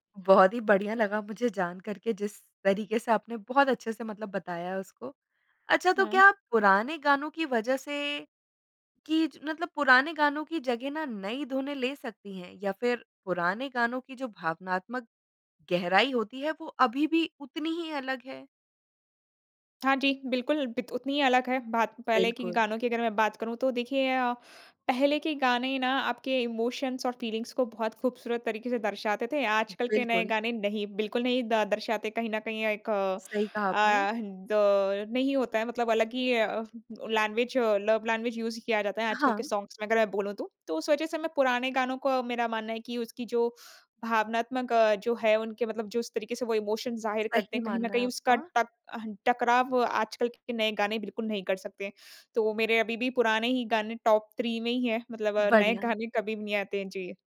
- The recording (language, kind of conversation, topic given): Hindi, podcast, साझा प्लेलिस्ट में पुराने और नए गानों का संतुलन कैसे रखते हैं?
- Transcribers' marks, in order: in English: "इमोशन्स"; in English: "फीलिंग्स"; in English: "लैंग्वेज"; in English: "लव लैंग्वेज यूज़"; in English: "सॉन्ग्स"; in English: "इमोशन"; in English: "टॉप थ्री"; chuckle